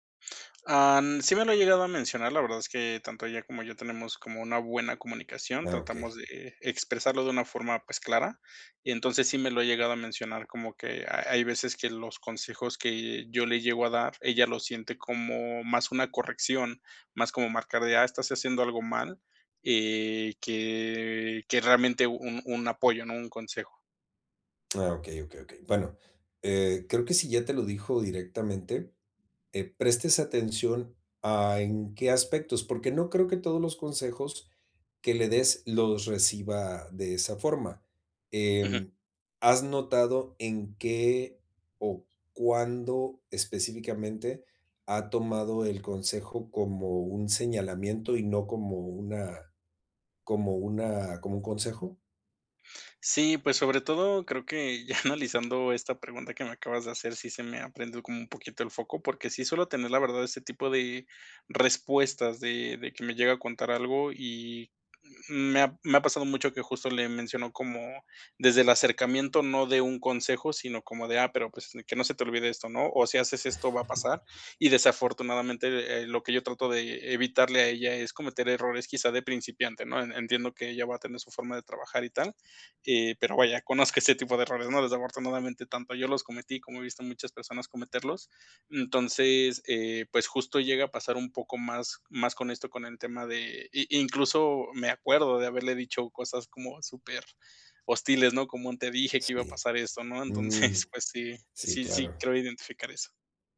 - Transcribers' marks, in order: laughing while speaking: "ya"; chuckle; laughing while speaking: "conozco"; laughing while speaking: "entonces"
- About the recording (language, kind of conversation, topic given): Spanish, advice, ¿Cómo puedo equilibrar de manera efectiva los elogios y las críticas?